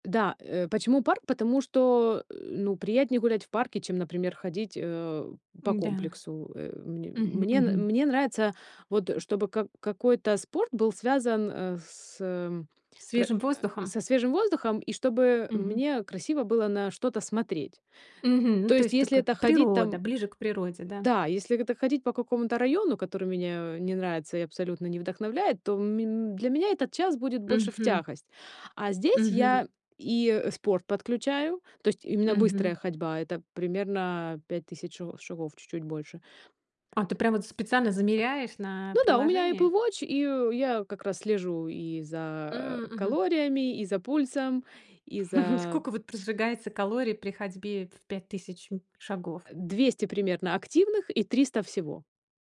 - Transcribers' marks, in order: grunt; chuckle
- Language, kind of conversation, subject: Russian, podcast, Как начинается твоё утро в будний день?